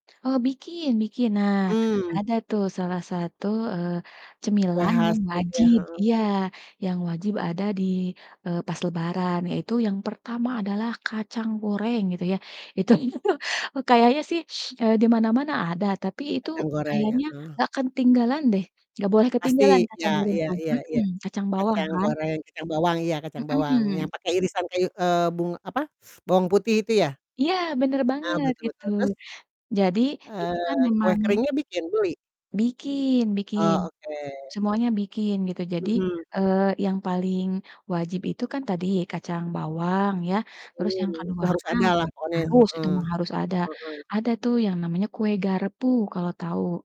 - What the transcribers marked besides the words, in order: laughing while speaking: "itu"; laugh; teeth sucking; static; distorted speech
- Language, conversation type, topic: Indonesian, podcast, Makanan apa yang selalu hadir saat Lebaran di rumahmu?